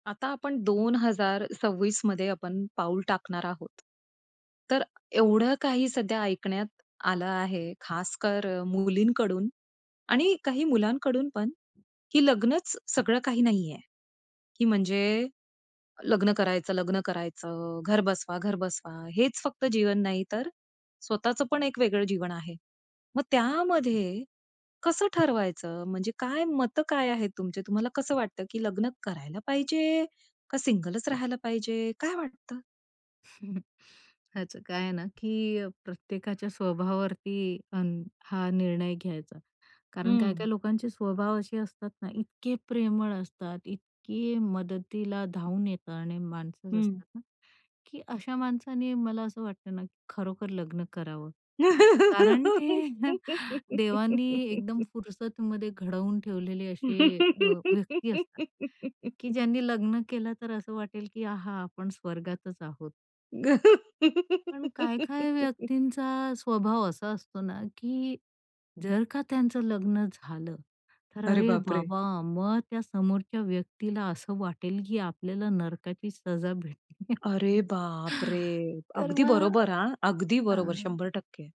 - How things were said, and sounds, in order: other background noise; chuckle; laugh; laughing while speaking: "ते"; chuckle; laugh; tapping; laugh; laughing while speaking: "भेटेलीय"; chuckle
- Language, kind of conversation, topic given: Marathi, podcast, लग्न करावं की अविवाहित राहावं, तुला काय वाटतं?